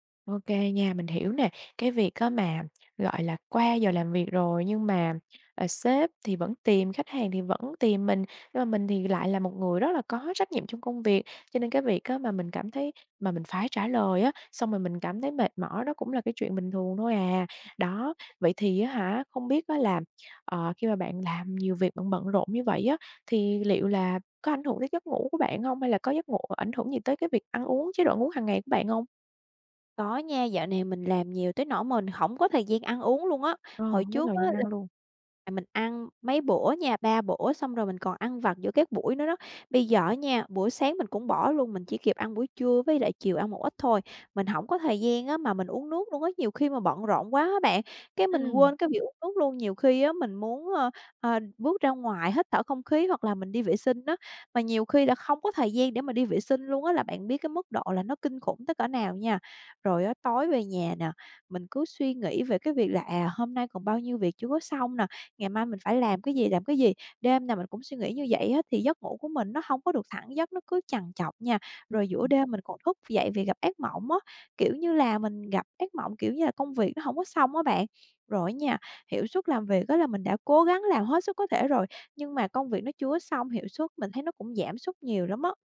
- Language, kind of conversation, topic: Vietnamese, advice, Bạn đang cảm thấy kiệt sức vì công việc và chán nản, phải không?
- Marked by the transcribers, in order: other background noise; tapping